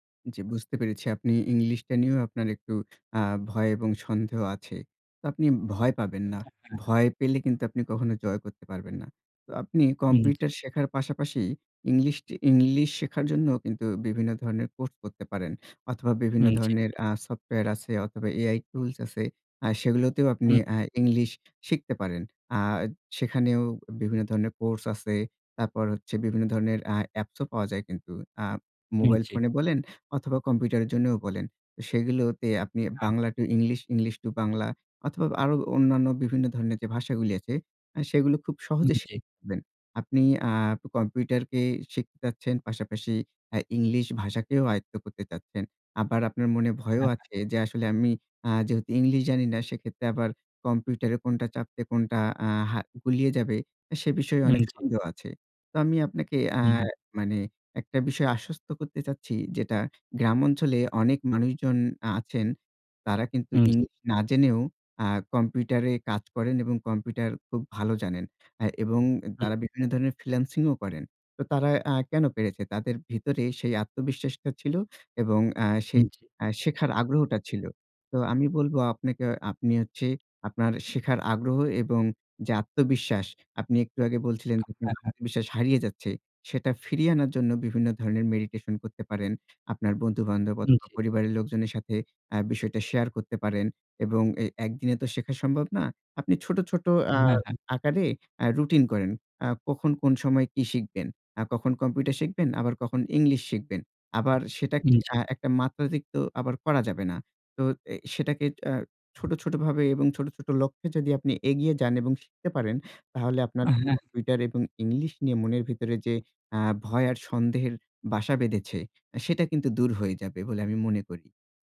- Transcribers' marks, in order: tapping; "মাত্রাধিক্য" said as "মাত্রাধিক্ত"
- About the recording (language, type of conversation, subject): Bengali, advice, ভয় ও সন্দেহ কাটিয়ে কীভাবে আমি আমার আগ্রহগুলো অনুসরণ করতে পারি?